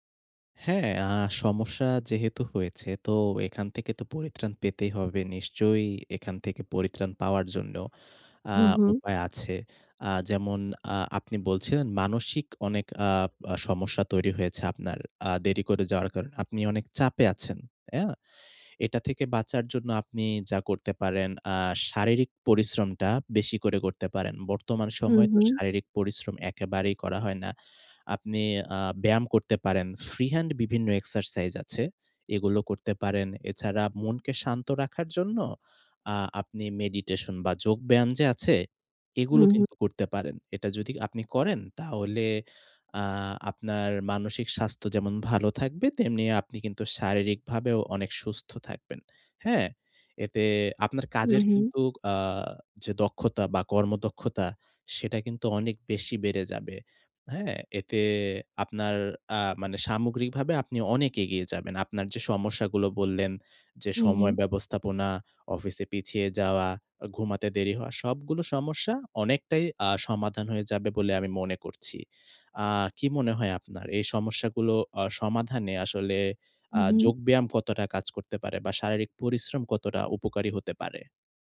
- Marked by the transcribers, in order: none
- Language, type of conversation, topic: Bengali, advice, ক্রমাগত দেরি করার অভ্যাস কাটাতে চাই